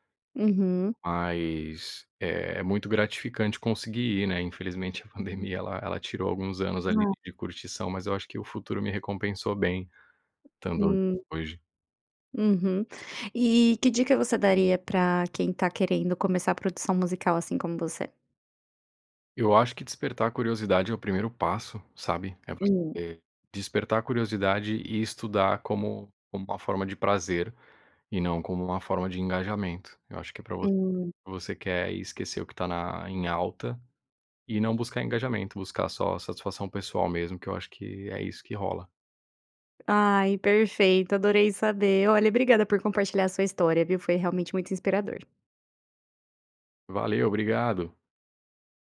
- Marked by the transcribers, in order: tapping
- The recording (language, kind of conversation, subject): Portuguese, podcast, Como a música influenciou quem você é?